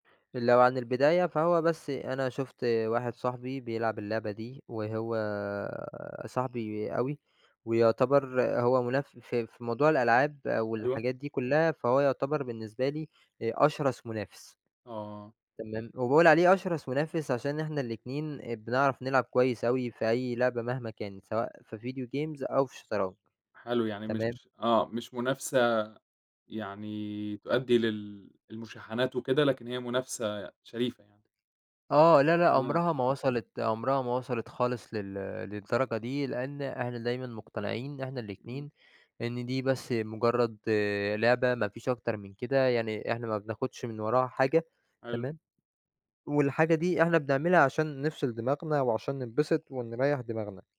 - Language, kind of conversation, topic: Arabic, podcast, لو عندك يوم كامل فاضي، هتقضيه إزاي مع هوايتك؟
- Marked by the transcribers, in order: in English: "video games"; other background noise